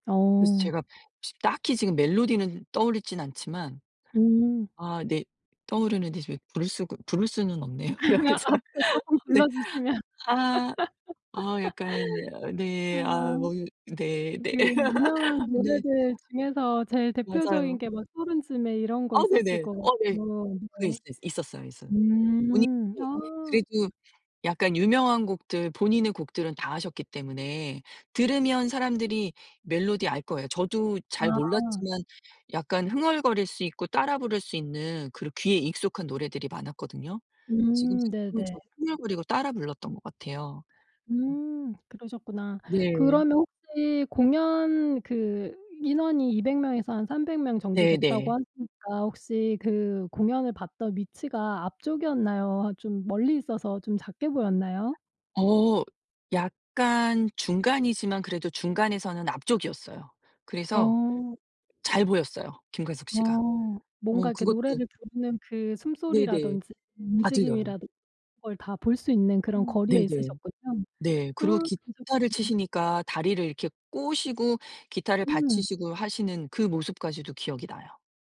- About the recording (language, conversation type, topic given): Korean, podcast, 가장 기억에 남는 라이브 공연 경험은 어떤 것이었나요?
- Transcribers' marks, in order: other background noise; laugh; laughing while speaking: "주시면"; laughing while speaking: "여기서. 네"; laugh; laugh